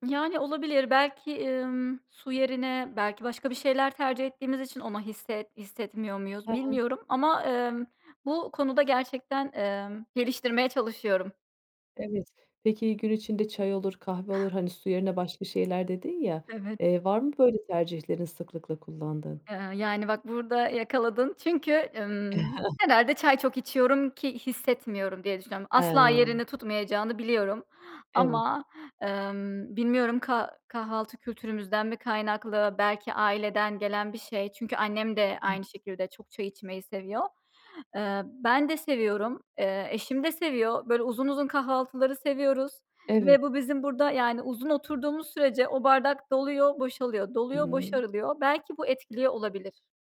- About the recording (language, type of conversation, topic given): Turkish, podcast, Gün içinde su içme alışkanlığını nasıl geliştirebiliriz?
- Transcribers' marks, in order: other noise; chuckle; unintelligible speech